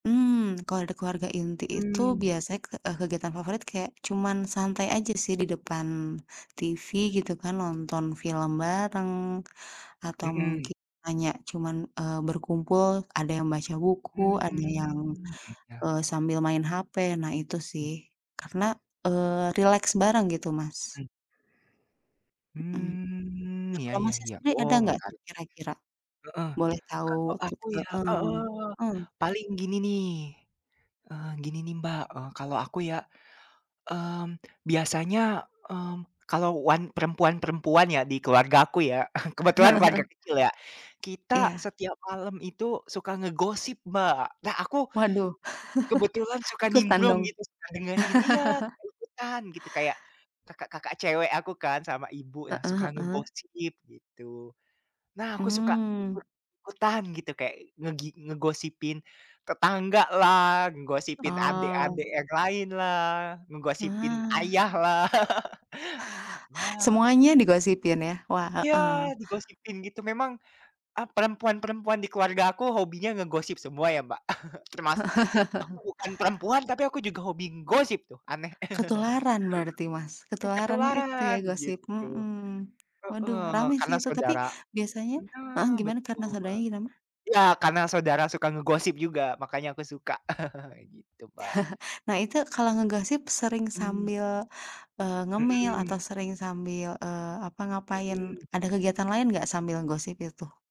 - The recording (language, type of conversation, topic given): Indonesian, unstructured, Apa kegiatan favoritmu saat bersama keluarga?
- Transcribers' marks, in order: drawn out: "Mmm"; other background noise; chuckle; tapping; chuckle; laugh; laugh; laugh; chuckle; laugh; chuckle